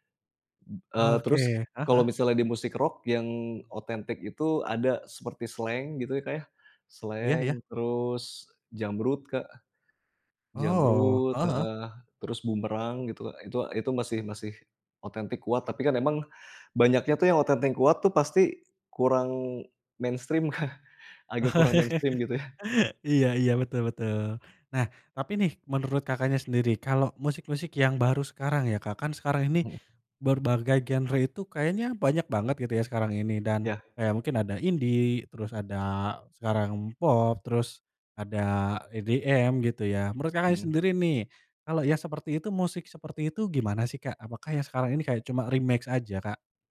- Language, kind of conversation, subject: Indonesian, podcast, Apa yang membuat sebuah karya terasa otentik menurutmu?
- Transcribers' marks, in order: other background noise; laughing while speaking: "Kak"; laugh; tongue click; in English: "remake"